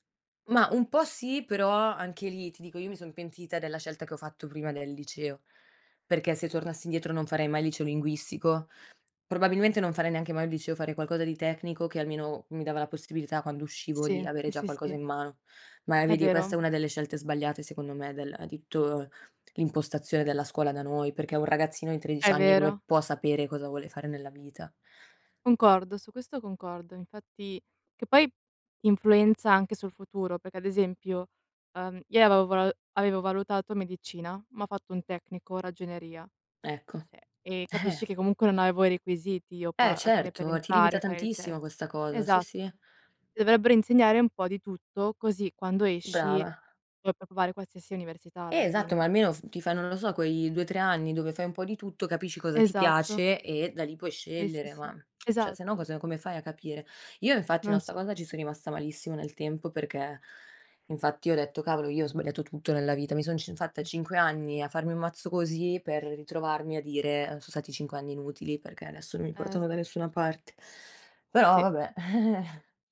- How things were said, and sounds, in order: "Cioè" said as "ceh"; laughing while speaking: "Eh"; other background noise; "cioè" said as "ceh"; chuckle
- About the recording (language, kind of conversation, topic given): Italian, unstructured, È giusto giudicare un ragazzo solo in base ai voti?